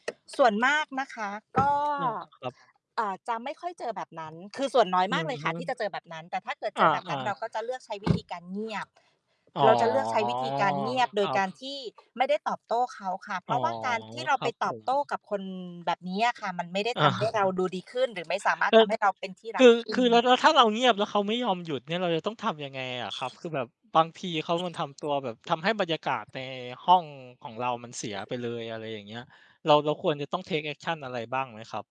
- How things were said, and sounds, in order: tapping; distorted speech; laughing while speaking: "อา"; mechanical hum; in English: "take action"
- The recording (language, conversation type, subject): Thai, unstructured, คุณอยากมีชื่อเสียงในวงกว้างหรืออยากเป็นที่รักของคนใกล้ชิดมากกว่ากัน?